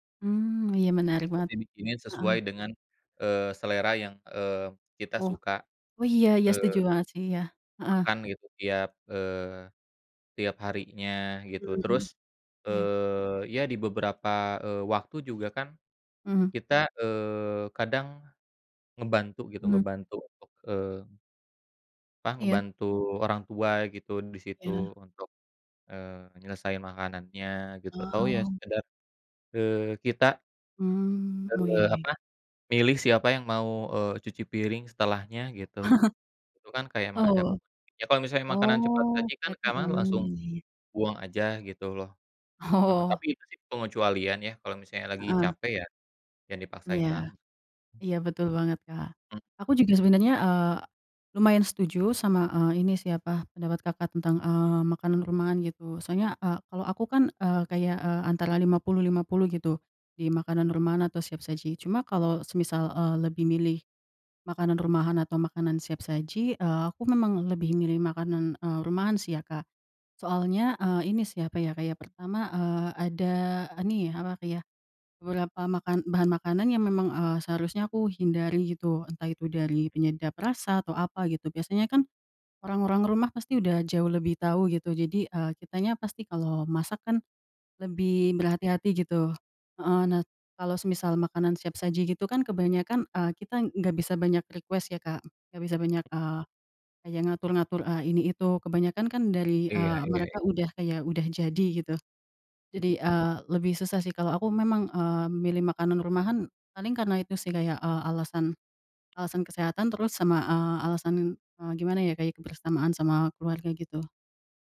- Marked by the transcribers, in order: other background noise; chuckle; laughing while speaking: "Oh"; in English: "request"; tapping
- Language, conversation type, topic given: Indonesian, unstructured, Apakah kamu setuju bahwa makanan cepat saji merusak budaya makan bersama keluarga?
- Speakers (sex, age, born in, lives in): female, 20-24, Indonesia, Indonesia; male, 35-39, Indonesia, Indonesia